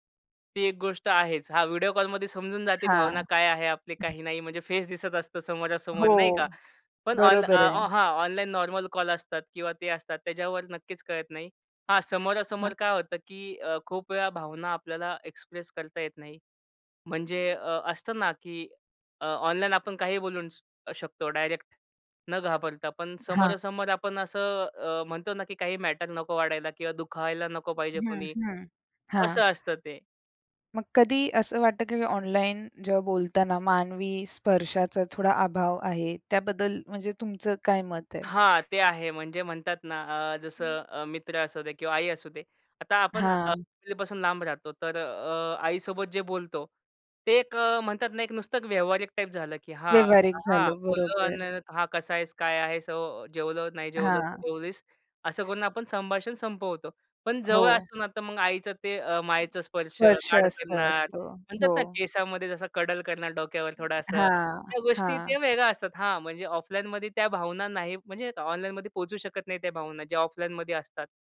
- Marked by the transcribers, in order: other noise; tapping; other background noise; in English: "कडल"
- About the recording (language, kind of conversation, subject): Marathi, podcast, ऑनलाईन आणि समोरासमोरच्या संवादातला फरक तुम्हाला कसा जाणवतो?